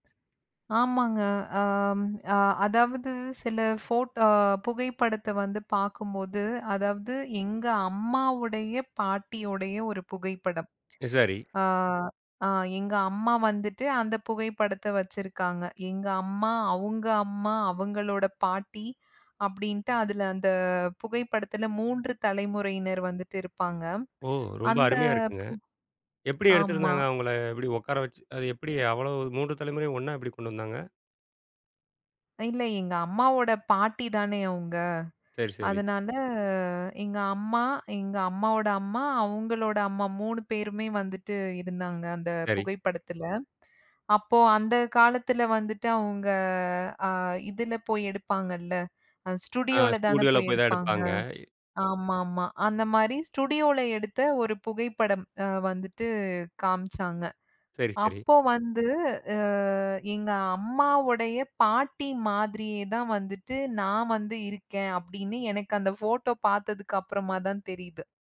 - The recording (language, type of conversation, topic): Tamil, podcast, பழைய குடும்பப் புகைப்படங்கள் உங்களுக்கு ஏன் முக்கியமானவை?
- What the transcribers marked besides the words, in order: other background noise; other noise; drawn out: "அதனால"